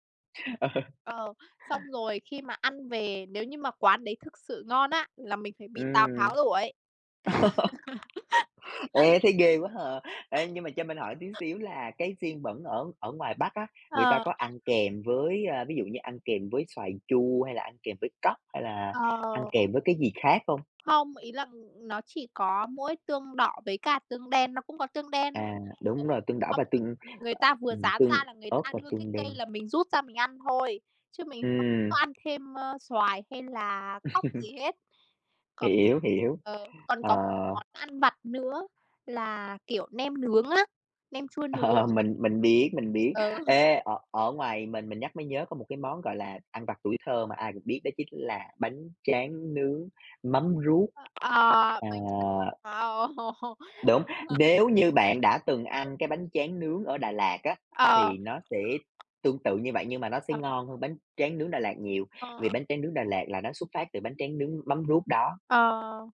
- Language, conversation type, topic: Vietnamese, unstructured, Món tráng miệng nào luôn khiến bạn cảm thấy vui vẻ?
- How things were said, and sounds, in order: laughing while speaking: "Ờ"; other background noise; tapping; laugh; laugh; laugh; laughing while speaking: "Ờ"; laughing while speaking: "Ừ"; laughing while speaking: "Wow!"; unintelligible speech